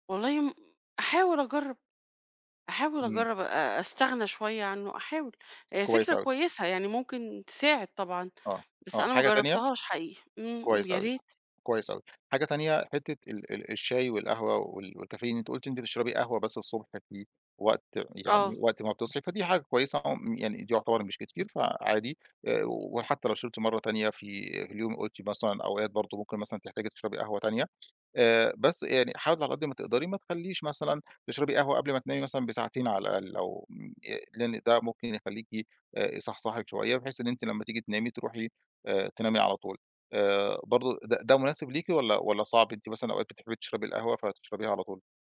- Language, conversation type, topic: Arabic, advice, ليه بصحى تعبان رغم إني بنام وقت كفاية؟
- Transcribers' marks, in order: tapping